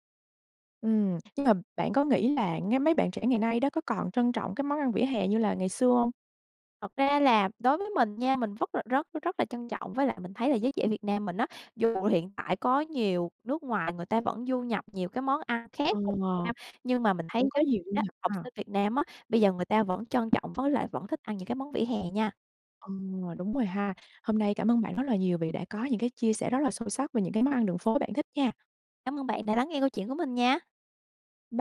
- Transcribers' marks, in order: tapping
- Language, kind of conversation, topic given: Vietnamese, podcast, Món ăn đường phố bạn thích nhất là gì, và vì sao?